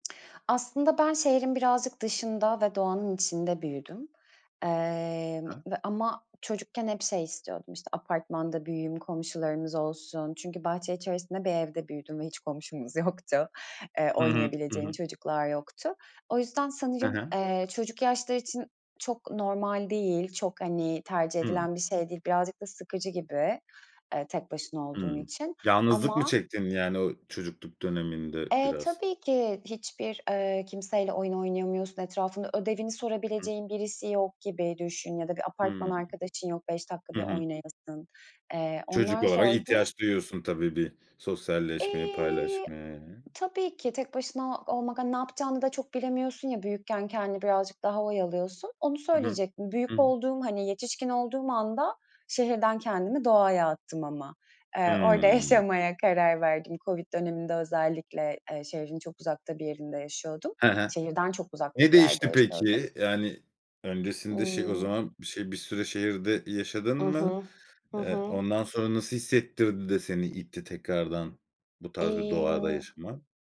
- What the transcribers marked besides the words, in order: other background noise; tapping
- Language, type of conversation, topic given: Turkish, podcast, Şehirde doğayla bağ kurmanın pratik yolları nelerdir?